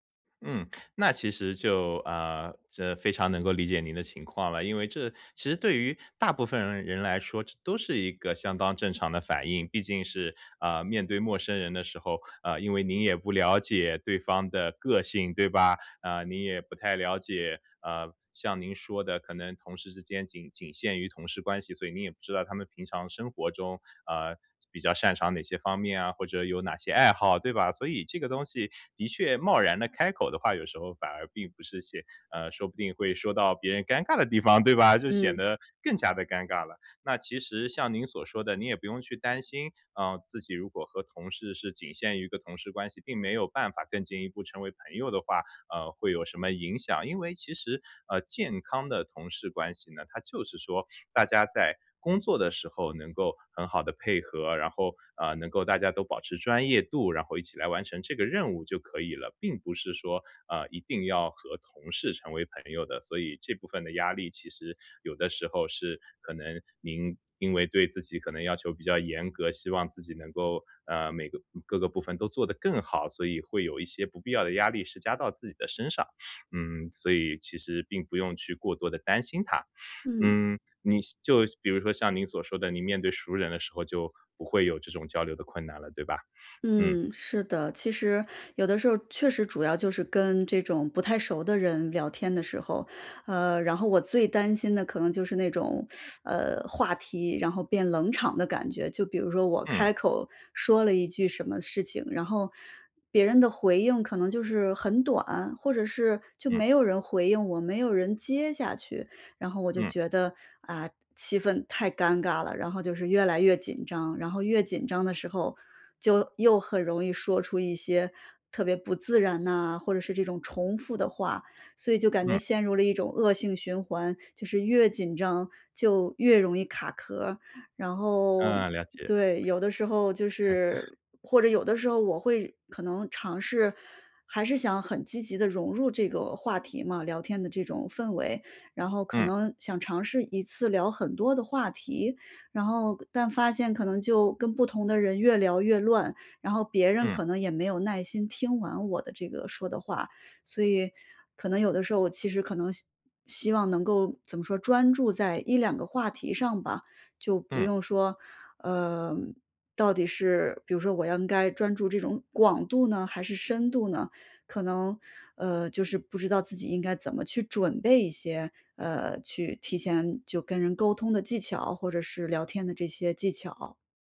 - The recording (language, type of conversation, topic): Chinese, advice, 我怎样才能在社交中不那么尴尬并增加互动？
- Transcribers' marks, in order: sniff; teeth sucking; chuckle